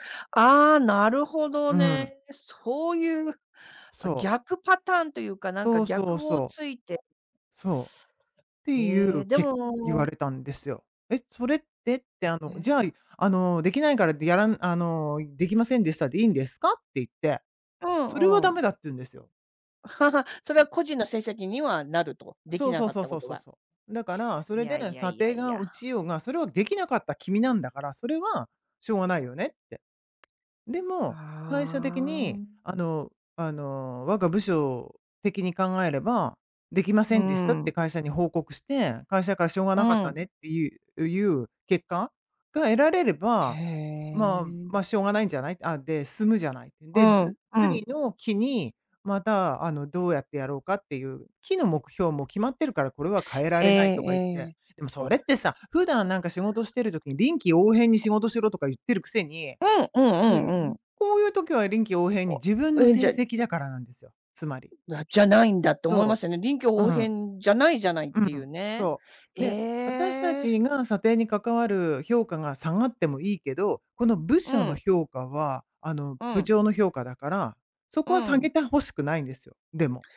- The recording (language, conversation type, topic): Japanese, unstructured, 過去の嫌な思い出は、今のあなたに影響していますか？
- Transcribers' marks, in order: other background noise; tapping; unintelligible speech; chuckle